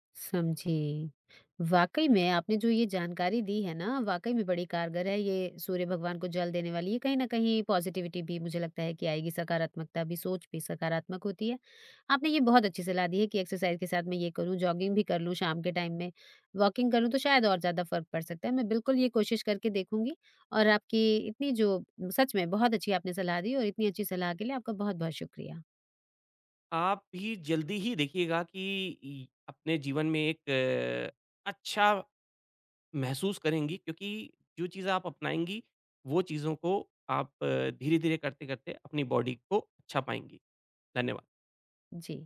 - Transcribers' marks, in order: tapping; in English: "पॉजिटिविटी"; in English: "एक्सरसाइज"; in English: "जॉगिंग"; in English: "टाइम"; in English: "वॉकिंग"; in English: "बॉडी"
- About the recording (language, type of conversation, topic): Hindi, advice, कसरत के बाद प्रगति न दिखने पर निराशा